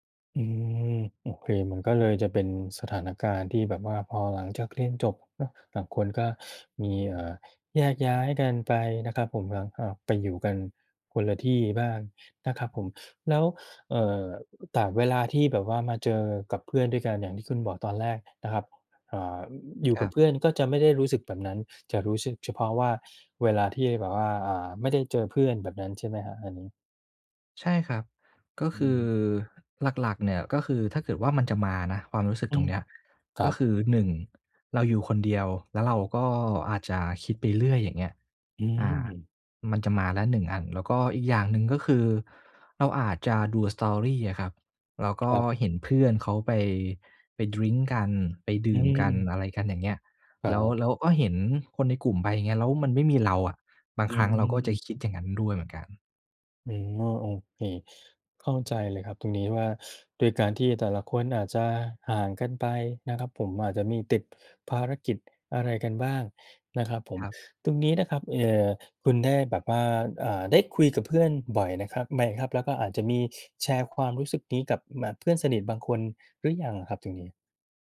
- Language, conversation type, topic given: Thai, advice, ทำไมฉันถึงรู้สึกว่าถูกเพื่อนละเลยและโดดเดี่ยวในกลุ่ม?
- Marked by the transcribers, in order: other noise; alarm; tapping